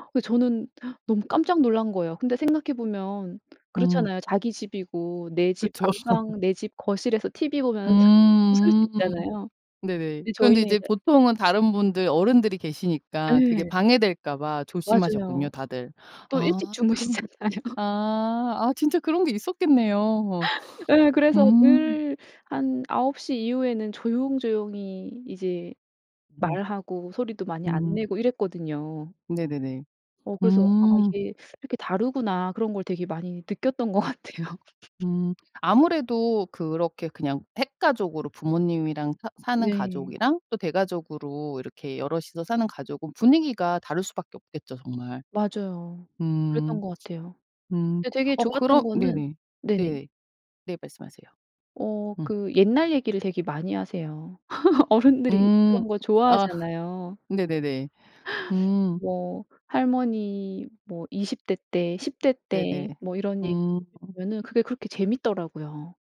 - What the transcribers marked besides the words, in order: gasp; other background noise; laugh; tapping; laughing while speaking: "주무시잖아요"; laughing while speaking: "것 같아요"; laugh; laugh
- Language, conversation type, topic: Korean, podcast, 할머니·할아버지에게서 배운 문화가 있나요?